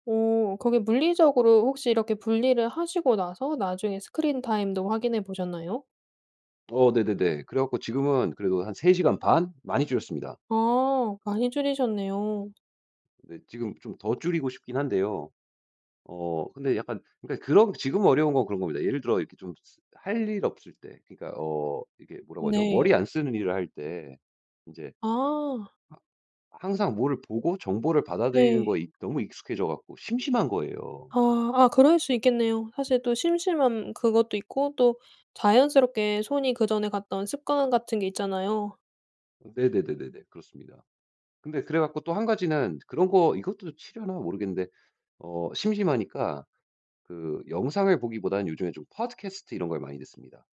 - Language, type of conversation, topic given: Korean, podcast, 화면 시간을 줄이려면 어떤 방법을 추천하시나요?
- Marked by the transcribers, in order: tapping; put-on voice: "팟캐스트"